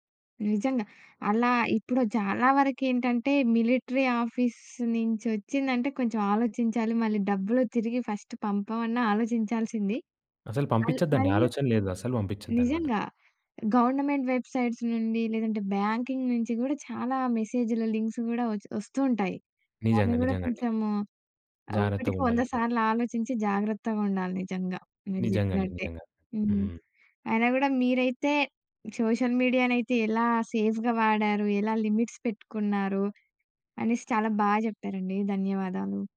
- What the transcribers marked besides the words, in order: in English: "మిలిటరీ ఆఫీస్"; in English: "ఫస్ట్"; tapping; in English: "గవర్నమెంట్ వెబ్సైట్స్"; in English: "బ్యాంకింగ్"; in English: "లింక్స్"; in English: "సోషల్ మీడియానైతే"; in English: "సేఫ్‌గా"; in English: "లిమిట్స్"
- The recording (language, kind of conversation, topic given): Telugu, podcast, సామాజిక మాధ్యమాలను ఆరోగ్యకరంగా ఎలా వాడాలి అని మీరు అనుకుంటున్నారు?